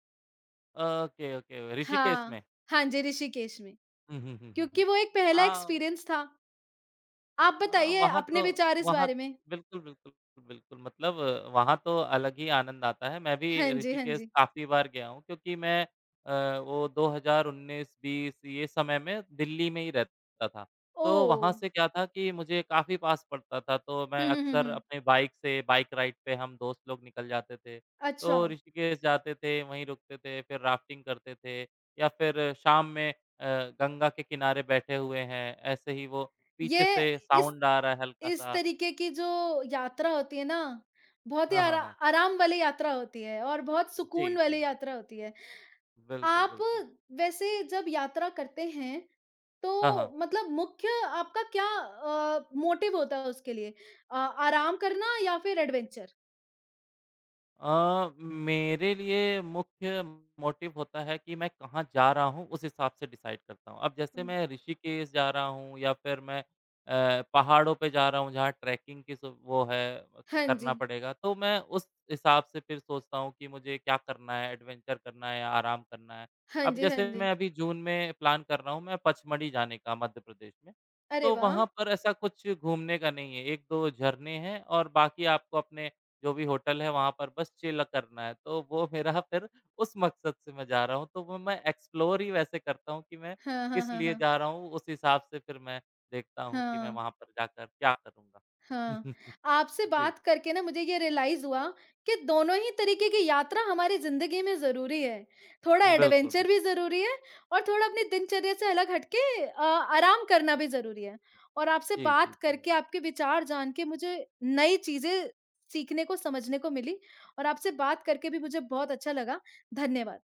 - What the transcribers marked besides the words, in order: in English: "ओके, ओके"; in English: "एक्सपीरियंस"; in English: "राइड"; in English: "साउंड"; in English: "मोटिव"; in English: "एडवेंचर?"; in English: "मोटिव"; in English: "डिसाइड"; in English: "एडवेंचर"; in English: "प्लान"; in English: "चिल"; laughing while speaking: "तो वो मेरा फिर"; in English: "एक्सप्लोर"; chuckle; in English: "रियलाइज़"; in English: "एडवेंचर"
- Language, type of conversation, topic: Hindi, unstructured, क्या यात्रा आपके लिए आराम का जरिया है या रोमांच का?
- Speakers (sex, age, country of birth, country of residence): female, 25-29, India, India; male, 30-34, India, India